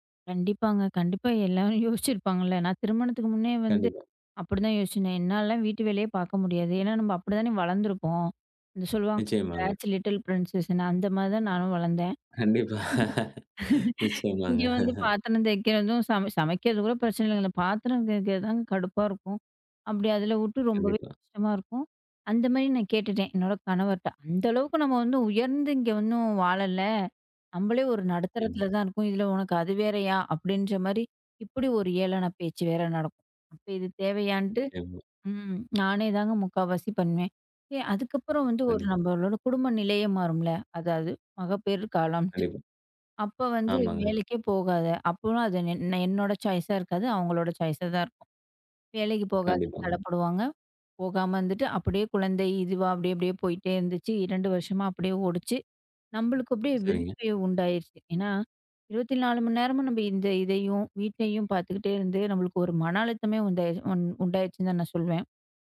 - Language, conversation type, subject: Tamil, podcast, வேலை இடத்தில் நீங்கள் பெற்ற பாத்திரம், வீட்டில் நீங்கள் நடந்துகொள்ளும் விதத்தை எப்படி மாற்றுகிறது?
- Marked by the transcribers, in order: chuckle; in English: "டேட்ஸ் லிட்டில் ப்ரின்சஸ்னு"; laugh; tsk; hiccup; in English: "சாய்ஸா"; in English: "சாய்ஸாதான்"; unintelligible speech